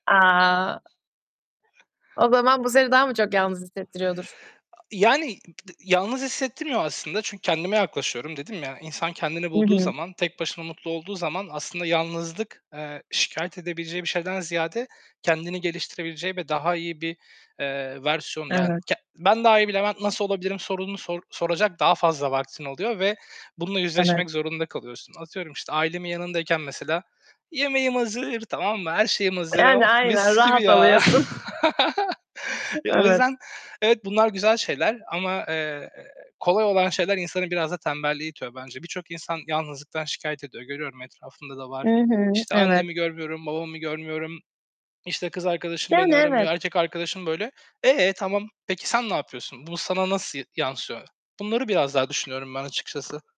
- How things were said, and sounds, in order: tapping; other background noise; background speech; distorted speech; laugh; other noise
- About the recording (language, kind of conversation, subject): Turkish, unstructured, Ailenin içindeyken kendini yalnız hissettiğin anlar oluyor mu?